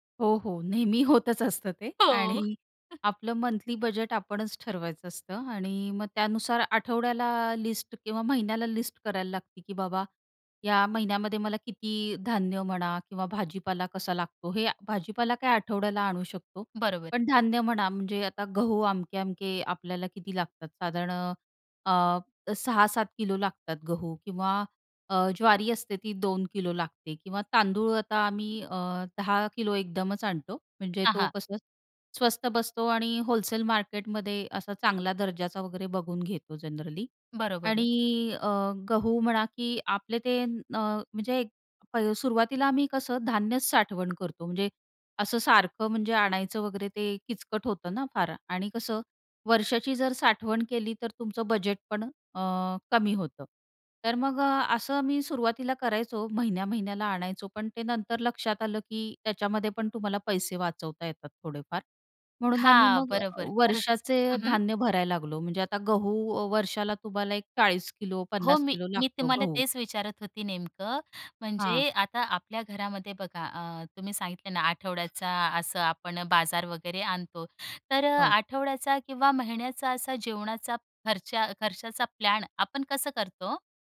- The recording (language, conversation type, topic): Marathi, podcast, बजेट लक्षात ठेवून प्रेमाने अन्न कसे तयार करता?
- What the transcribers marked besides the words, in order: laughing while speaking: "होतच असतं ते"; laughing while speaking: "हो"; chuckle; other background noise; in English: "जनरली"; tapping